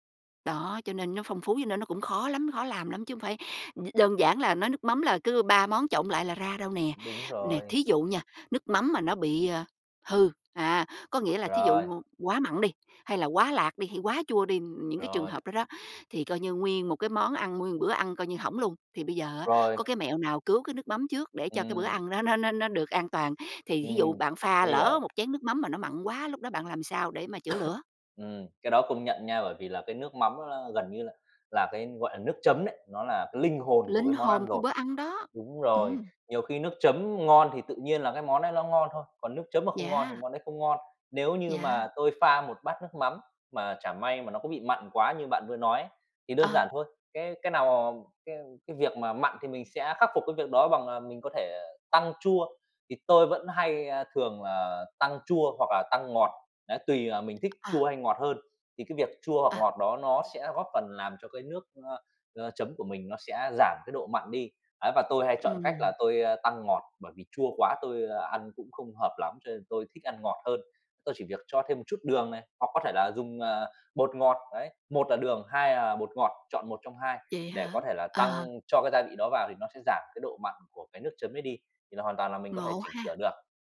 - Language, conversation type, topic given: Vietnamese, podcast, Bạn có bí quyết nào để pha nước chấm thật ngon không?
- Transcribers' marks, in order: other noise; laughing while speaking: "nó"; tapping; cough; other background noise